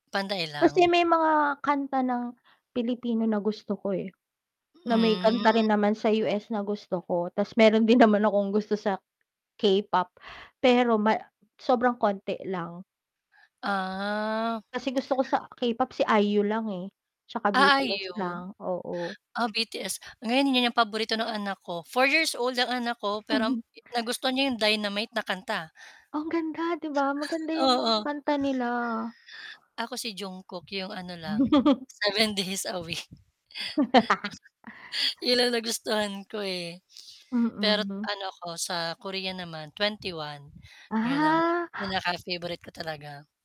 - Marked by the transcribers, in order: static; drawn out: "Ah"; wind; chuckle; other background noise; chuckle; laughing while speaking: "seven days a week"; laugh; chuckle; gasp; drawn out: "Ah"
- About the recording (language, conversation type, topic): Filipino, unstructured, Paano nakaapekto sa iyo ang musika sa buhay mo?